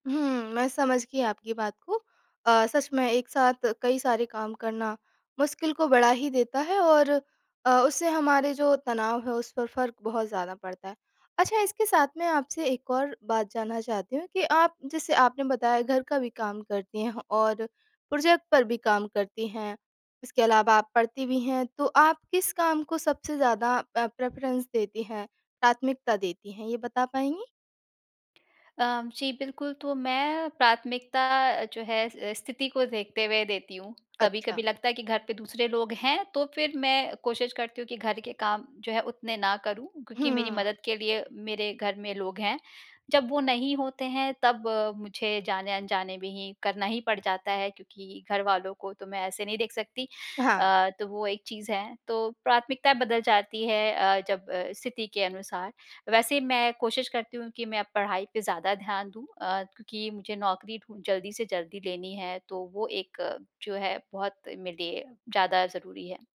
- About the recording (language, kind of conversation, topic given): Hindi, advice, काम के तनाव के कारण मुझे रातभर चिंता रहती है और नींद नहीं आती, क्या करूँ?
- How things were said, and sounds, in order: in English: "प्रोजेक्ट"; in English: "प्रेफरेंस"